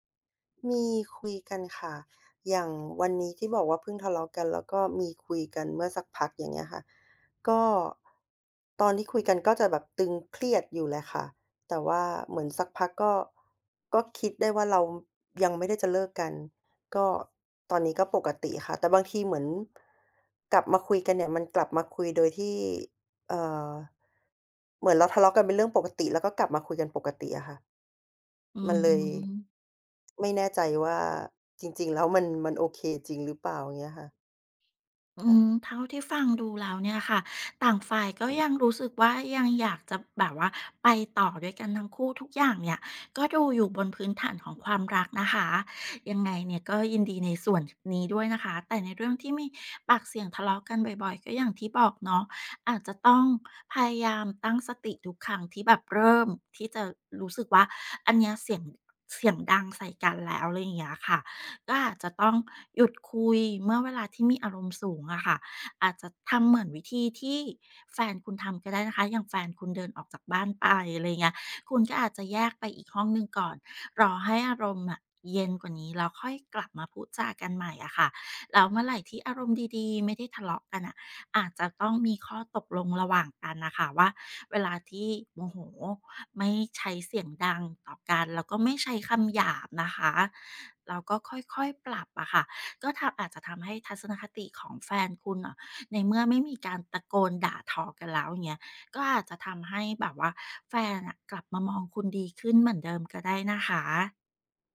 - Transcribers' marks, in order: tapping; other background noise
- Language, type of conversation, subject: Thai, advice, คุณทะเลาะกับแฟนบ่อยแค่ไหน และมักเป็นเรื่องอะไร?